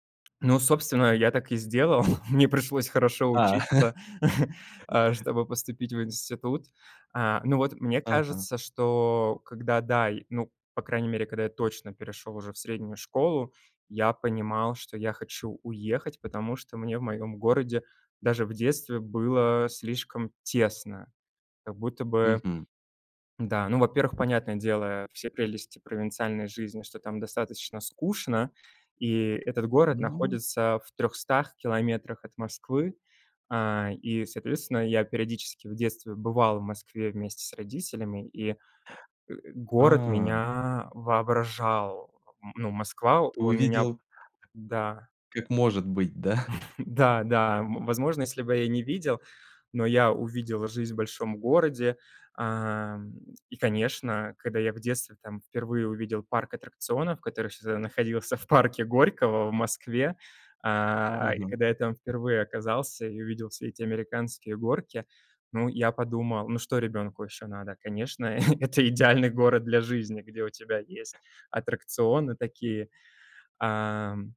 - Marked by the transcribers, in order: tapping; chuckle; laugh; chuckle; other background noise; chuckle; laughing while speaking: "это идеальный"
- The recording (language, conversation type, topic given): Russian, podcast, Как вы приняли решение уехать из родного города?